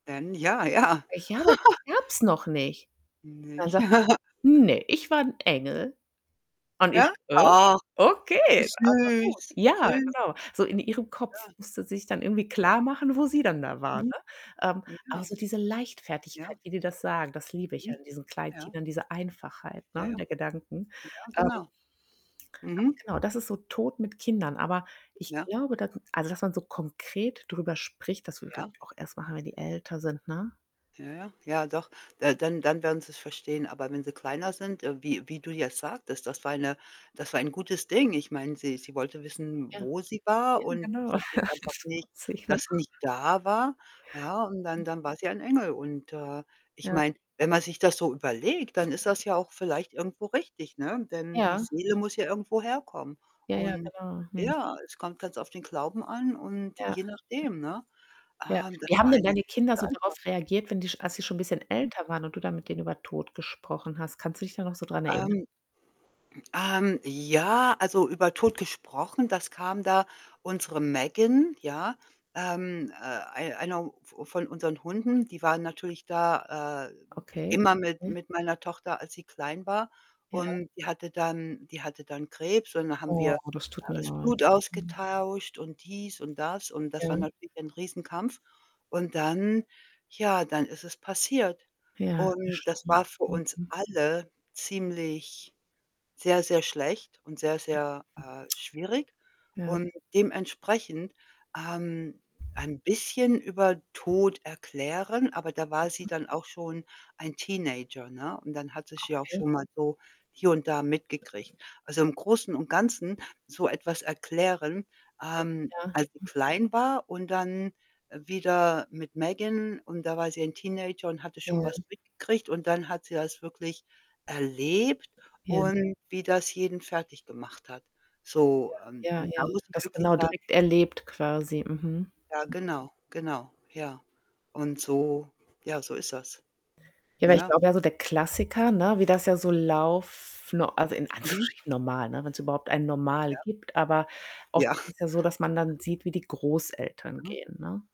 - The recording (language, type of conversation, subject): German, unstructured, Wie sprichst du mit Kindern über den Tod?
- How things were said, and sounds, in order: static; unintelligible speech; chuckle; put-on voice: "Ne, ich war 'n Engel"; chuckle; put-on voice: "Hä? Okay, also gut"; other background noise; distorted speech; chuckle; unintelligible speech; stressed: "immer"; other noise; stressed: "erlebt"; laughing while speaking: "Anführungsstrichen"; chuckle